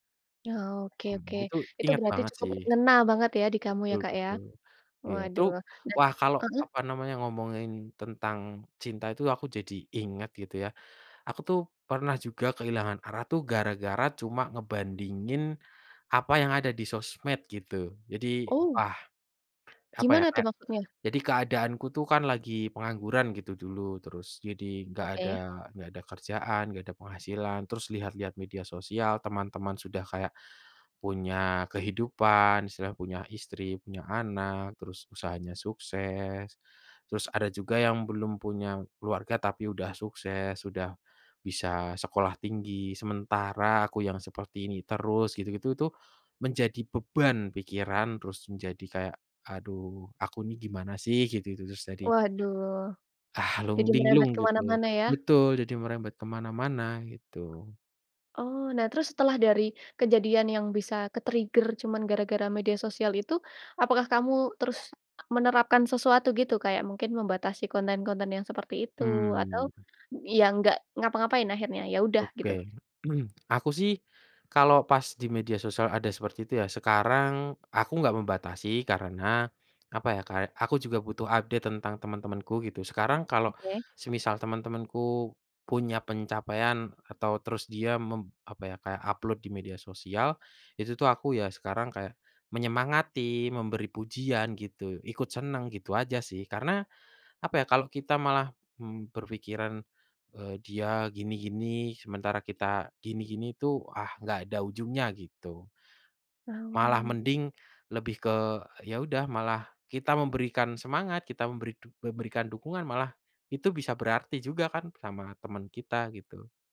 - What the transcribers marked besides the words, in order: other background noise; in English: "ke-trigger"; throat clearing; in English: "update"
- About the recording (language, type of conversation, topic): Indonesian, podcast, Apa yang kamu lakukan kalau kamu merasa kehilangan arah?